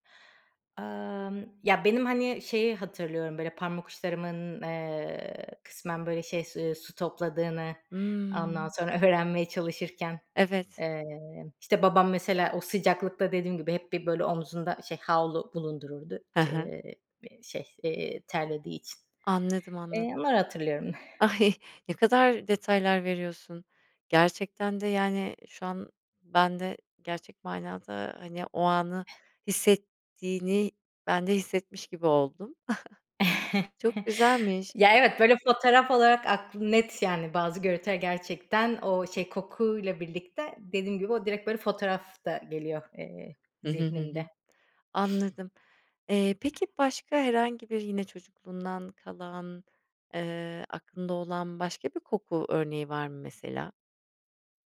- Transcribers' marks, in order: chuckle
- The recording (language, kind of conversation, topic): Turkish, podcast, Seni çocukluğuna anında götüren koku hangisi?